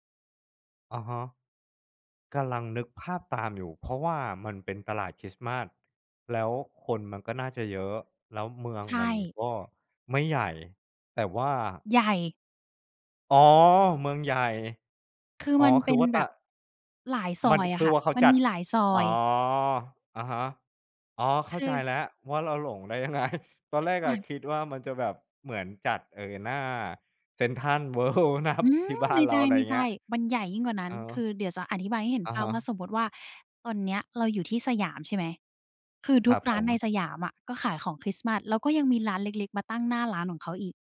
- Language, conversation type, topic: Thai, podcast, ครั้งที่คุณหลงทาง คุณได้เรียนรู้อะไรที่สำคัญที่สุด?
- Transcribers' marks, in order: laughing while speaking: "ยังไง ?"; laughing while speaking: "เวิลด์ นับที่บ้าน"